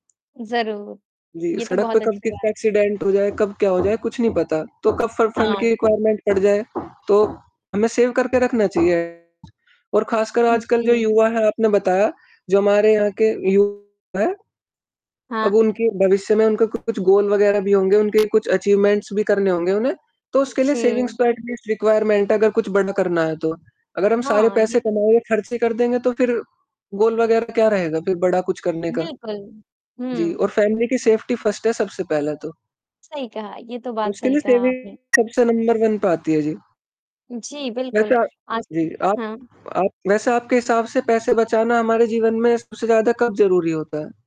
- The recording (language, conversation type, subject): Hindi, unstructured, आपको पैसे की बचत क्यों ज़रूरी लगती है?
- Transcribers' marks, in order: static; other background noise; distorted speech; in English: "एक्सीडेंट"; in English: "फ फंड"; in English: "रिक्वायरमेंट"; in English: "सेव"; in English: "गोल"; in English: "अचीवमेंट्स"; in English: "सेविंग्स"; in English: "एटलीस्ट रिक्वायरमेंट"; in English: "गोल"; in English: "फ़ैमिली"; in English: "सेफ्टी फर्स्ट"; in English: "सेविंग"; in English: "नंबर वन"